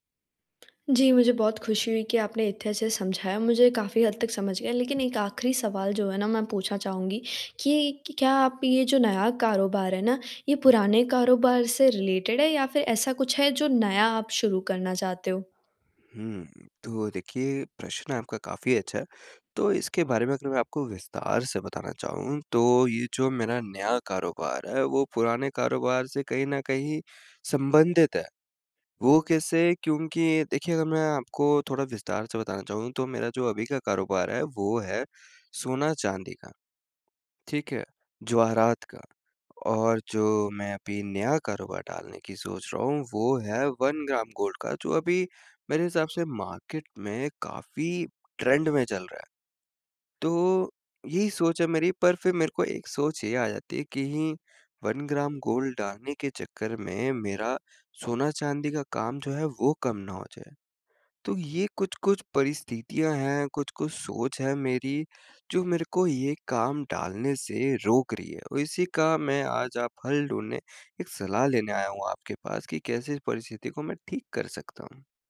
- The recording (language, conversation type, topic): Hindi, advice, आत्म-संदेह को कैसे शांत करूँ?
- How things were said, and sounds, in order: lip smack; in English: "रिलेटेड"; in English: "वन ग्राम गोल्ड"; in English: "मार्केट"; in English: "ट्रेंड"; in English: "वन ग्राम गोल्ड"